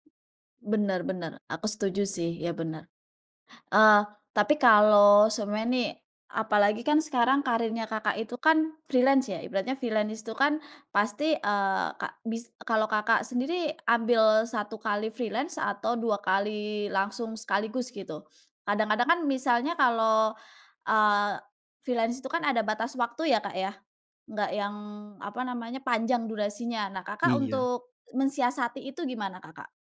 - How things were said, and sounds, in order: other background noise; in English: "freelance"; in English: "freelance"; in English: "freelance"; in English: "freelance"
- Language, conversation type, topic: Indonesian, podcast, Apa keputusan karier paling berani yang pernah kamu ambil?